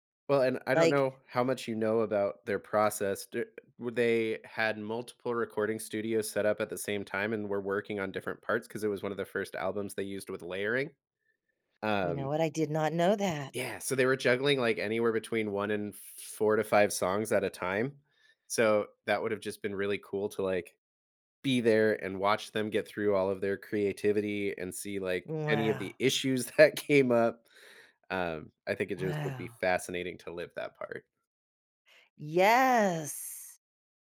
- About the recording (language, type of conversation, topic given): English, unstructured, Do you enjoy listening to music more or playing an instrument?
- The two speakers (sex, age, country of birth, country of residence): female, 60-64, United States, United States; male, 35-39, United States, United States
- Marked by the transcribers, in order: other background noise; laughing while speaking: "that came"